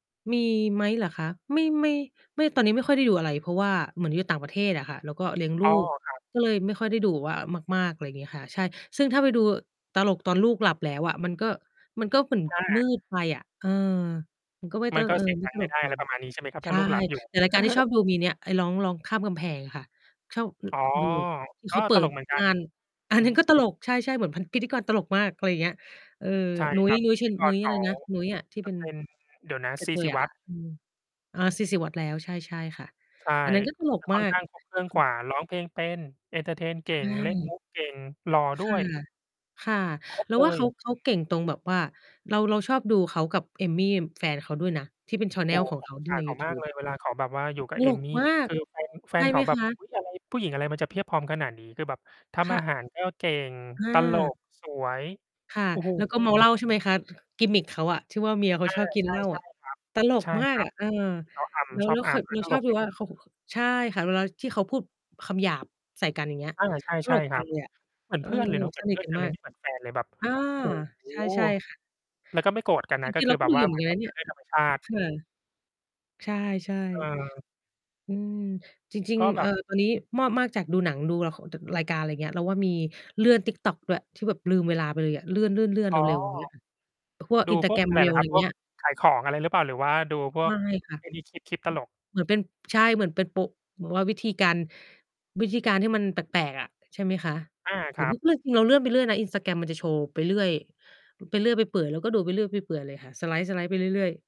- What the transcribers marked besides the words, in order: mechanical hum; distorted speech; chuckle; laughing while speaking: "อันนั้นก็ตลก"; in English: "เอนเทอร์เทน"; other background noise; in English: "แชนเนล"; in English: "กิมมิก"; other noise; in English: "สไลด์ ๆ"
- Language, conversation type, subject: Thai, unstructured, กิจกรรมอะไรที่ทำให้คุณลืมเวลาไปเลย?